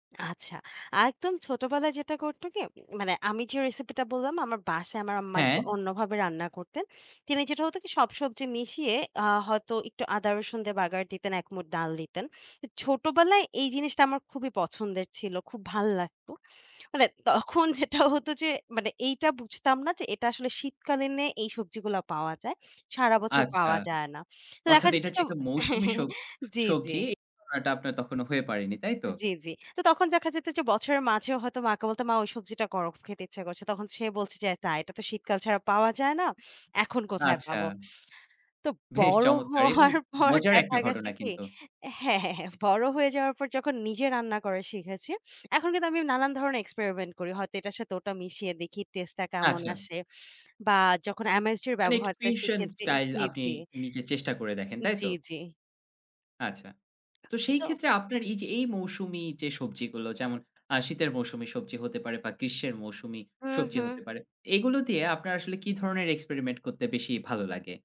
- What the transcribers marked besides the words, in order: scoff; chuckle; unintelligible speech; scoff; laughing while speaking: "বড় হওয়ার পর দেখা গ্যাছে কি"; "গেছে" said as "গ্যাছে"; "experiment" said as "experimen"; in English: "ফিউশন স্টাইল"
- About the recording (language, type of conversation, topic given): Bengali, podcast, আপনার রান্নায় মৌসুমি উপকরণগুলো কীভাবে জায়গা পায়?